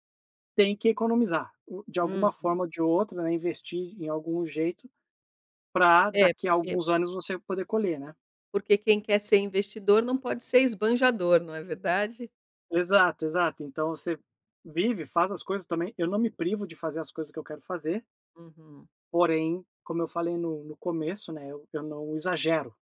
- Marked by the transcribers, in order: none
- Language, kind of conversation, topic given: Portuguese, advice, Como equilibrar o crescimento da minha empresa com a saúde financeira?
- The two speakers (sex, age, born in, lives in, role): female, 50-54, Brazil, Portugal, advisor; male, 40-44, Brazil, United States, user